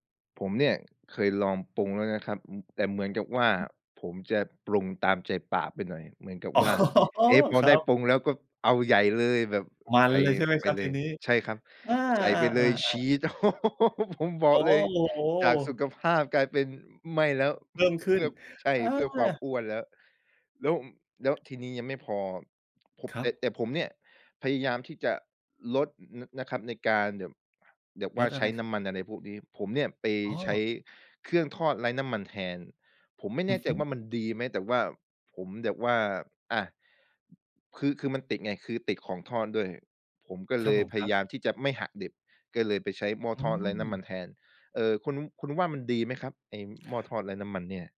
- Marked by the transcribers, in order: other background noise; laughing while speaking: "อ๋อ"; laugh; tapping
- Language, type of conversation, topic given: Thai, advice, จะทำอย่างไรดีถ้าอยากกินอาหารเพื่อสุขภาพแต่ยังชอบกินขนมระหว่างวัน?